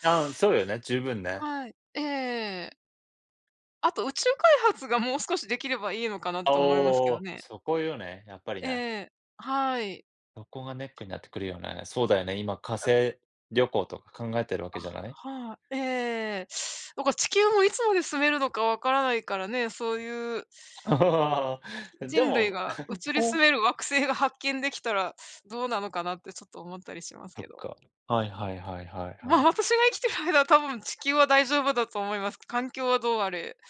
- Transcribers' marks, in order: other background noise; chuckle; laughing while speaking: "ああ"; chuckle
- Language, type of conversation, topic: Japanese, unstructured, 技術の進歩によって幸せを感じたのはどんなときですか？